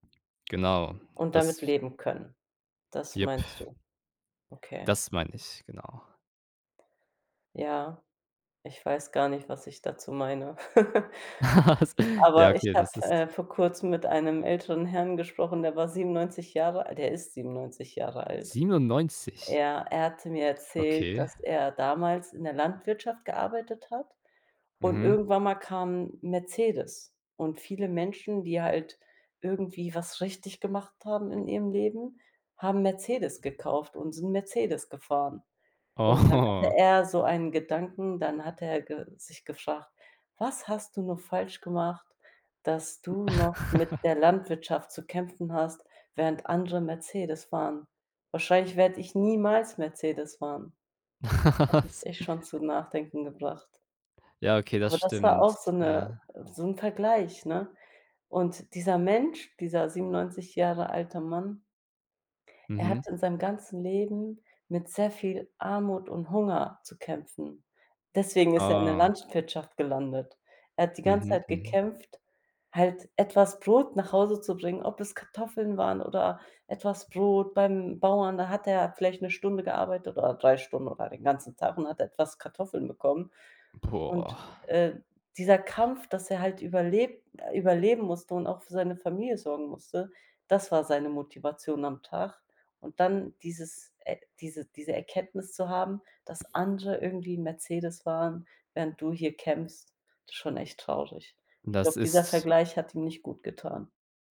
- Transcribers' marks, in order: other background noise; chuckle; laughing while speaking: "Was?"; laughing while speaking: "Oh"; chuckle; laughing while speaking: "Was?"
- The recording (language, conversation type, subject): German, unstructured, Was hältst du von dem Leistungsdruck, der durch ständige Vergleiche mit anderen entsteht?